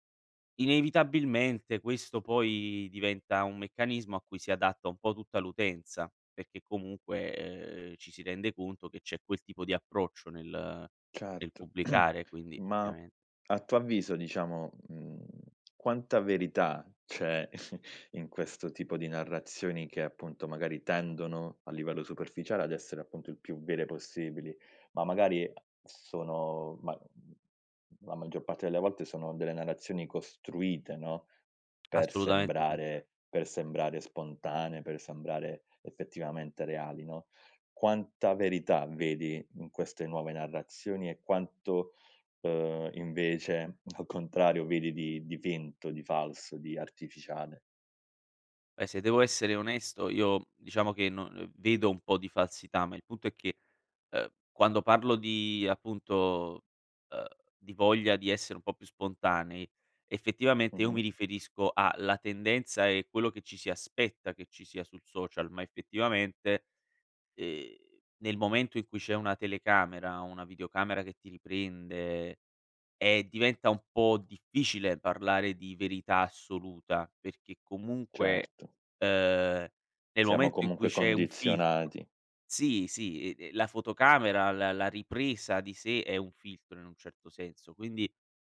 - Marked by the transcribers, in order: throat clearing; tapping; chuckle; laughing while speaking: "al contrario"
- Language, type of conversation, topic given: Italian, podcast, In che modo i social media trasformano le narrazioni?